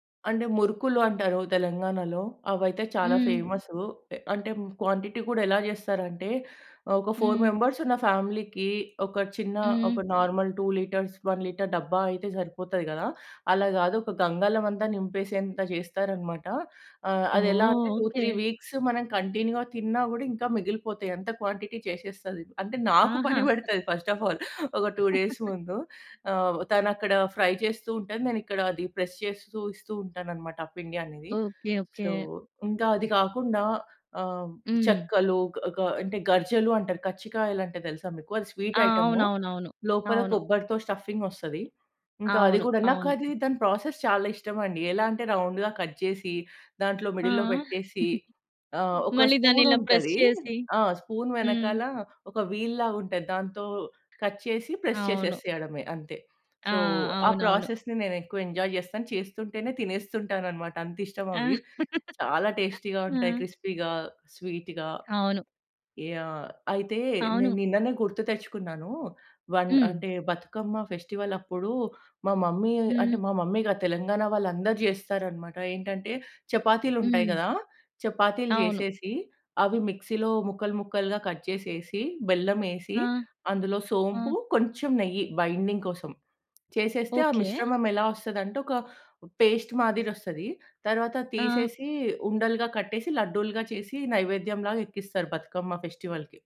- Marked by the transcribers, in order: in English: "క్వాంటిటీ"; in English: "ఫోర్ మెంబర్స్"; in English: "ఫ్యామిలీకి"; in English: "నార్మల్ టూ లీటర్స్ వన్ లీటర్"; in English: "టూ త్రీ వీక్స్"; in English: "కంటిన్యూగా"; in English: "క్వాంటిటీ"; other background noise; chuckle; in English: "ఫస్ట్ ఆఫ్ ఆల్"; in English: "టూ డేస్"; in English: "ఫ్రై"; in English: "ప్రెస్"; other noise; in English: "సో"; in English: "స్వీట్"; in English: "ప్రాసెస్"; in English: "రౌండ్‌గా కట్"; giggle; in English: "మిడిల్‌లో"; in English: "ప్రెస్"; in English: "స్పూన్"; in English: "స్పూన్"; in English: "వీల్"; in English: "కట్"; in English: "ప్రెస్"; in English: "సో"; in English: "ప్రాసెస్‌ని"; in English: "ఎంజాయ్"; laugh; in English: "టేస్టీ‌గా"; in English: "క్రిస్పీ‌గా, స్వీట్‌గా"; in English: "ఫెస్టివల్"; in English: "మమ్మీ"; in English: "మమ్మీ"; in English: "మిక్సీలో"; in English: "కట్"; in English: "బైండింగ్"; in English: "పేస్ట్"; in English: "ఫెస్టివల్‌కి"
- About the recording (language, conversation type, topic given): Telugu, podcast, అమ్మ వంటల్లో మనసు నిండేలా చేసే వంటకాలు ఏవి?